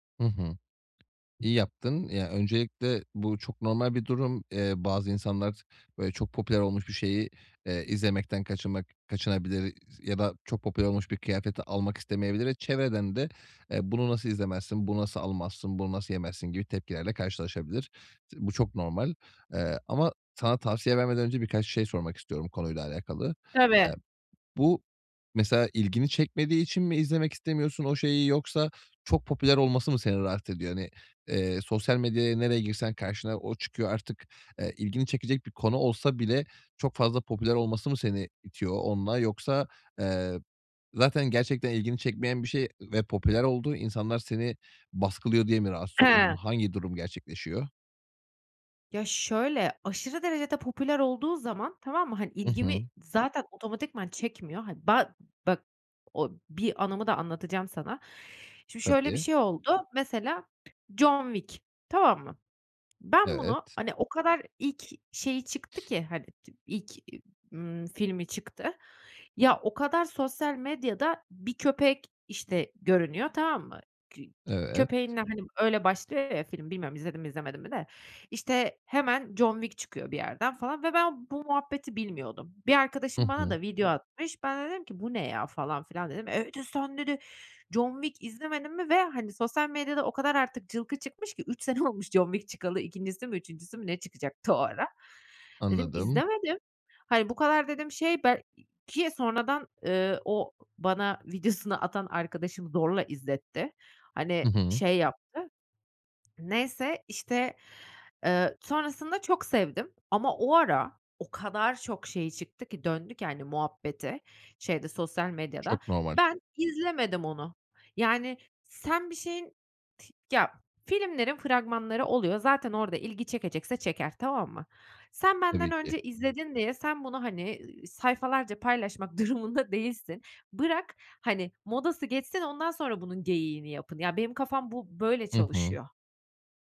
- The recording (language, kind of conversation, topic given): Turkish, advice, Trendlere kapılmadan ve başkalarıyla kendimi kıyaslamadan nasıl daha az harcama yapabilirim?
- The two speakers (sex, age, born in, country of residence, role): female, 30-34, Turkey, Netherlands, user; male, 30-34, Turkey, Bulgaria, advisor
- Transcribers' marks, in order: tapping; other background noise; put-on voice: "E,, dedi, Sen"